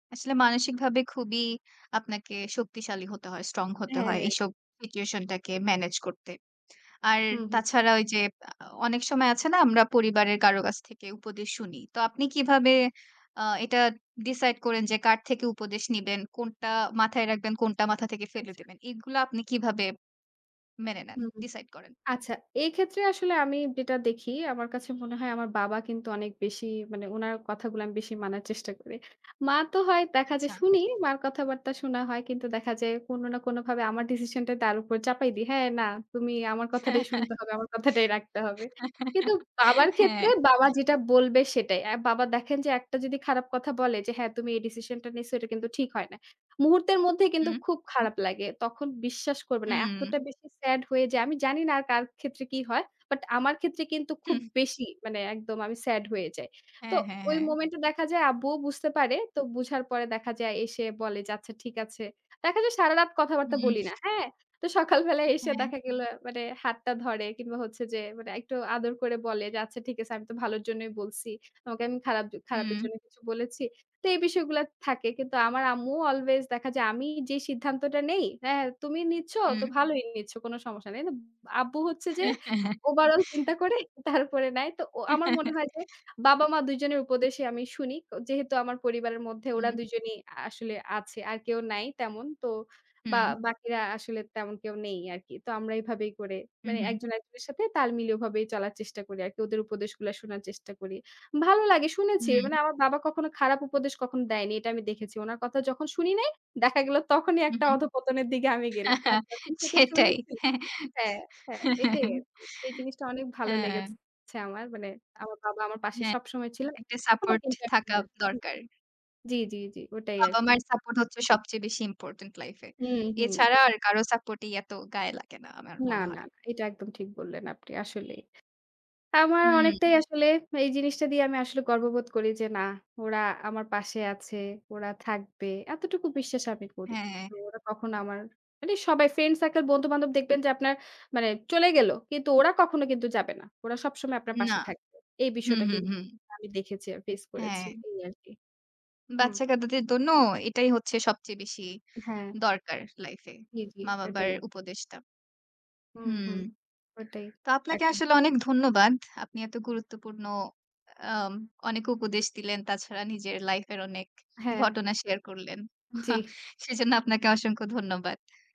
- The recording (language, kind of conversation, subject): Bengali, podcast, পরিবারের কথা মাথায় রেখে সিদ্ধান্ত বদলাবেন কীভাবে?
- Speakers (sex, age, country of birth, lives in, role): female, 25-29, Bangladesh, Bangladesh, guest; female, 25-29, Bangladesh, Bangladesh, host
- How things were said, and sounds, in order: other background noise; laughing while speaking: "হ্যাঁ, হ্যাঁ"; laughing while speaking: "কথাটাই রাখতে হবে"; chuckle; laughing while speaking: "হ্যাঁ"; "নিছ" said as "নিস"; stressed: "বিশ্বাস"; laughing while speaking: "সকাল বেলায় এসে দেখা গেলো"; chuckle; laughing while speaking: "হ্যাঁ, হ্যাঁ"; chuckle; "নেয়" said as "নাই"; stressed: "ভালো লাগে"; stressed: "শুনি নাই"; laughing while speaking: "হ্যাঁ, হ্যাঁ সেটাই"; laughing while speaking: "দিকে আমি গেলাম"; chuckle; horn; chuckle